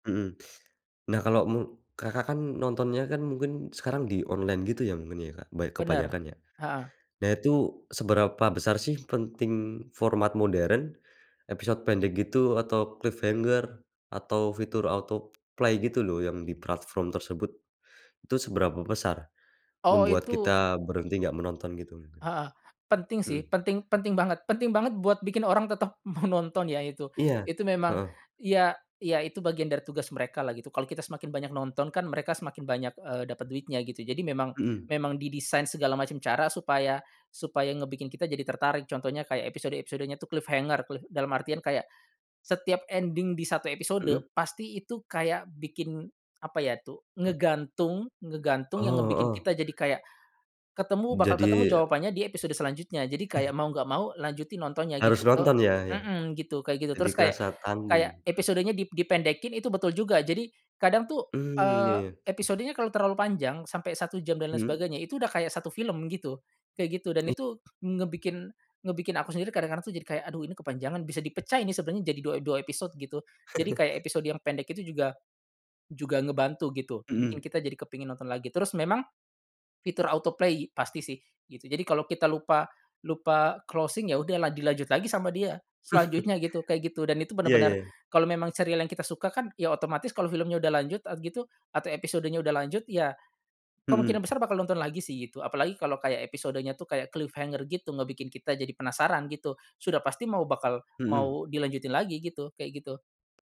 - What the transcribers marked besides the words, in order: in English: "cliffhanger"; in English: "autoplay"; "platform" said as "pratform"; laughing while speaking: "mau"; in English: "cliffhanger, cliff"; in English: "ending"; chuckle; chuckle; in English: "autoplay"; in English: "closing"; chuckle; in English: "cliffhanger"
- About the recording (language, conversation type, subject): Indonesian, podcast, Menurutmu, apa yang membuat serial televisi begitu adiktif?